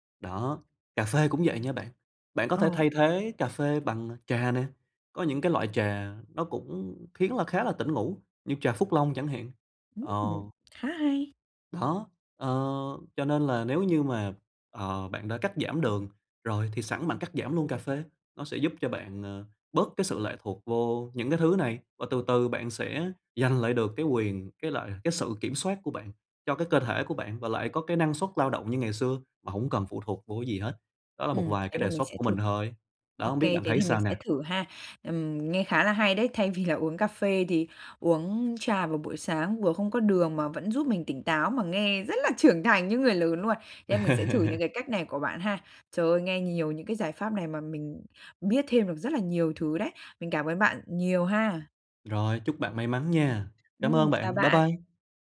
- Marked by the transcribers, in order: tapping; laughing while speaking: "vì"; laugh; other background noise
- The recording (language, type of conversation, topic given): Vietnamese, advice, Làm sao để giảm tiêu thụ caffeine và đường hàng ngày?
- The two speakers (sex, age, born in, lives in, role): female, 20-24, Vietnam, Vietnam, user; male, 25-29, Vietnam, Vietnam, advisor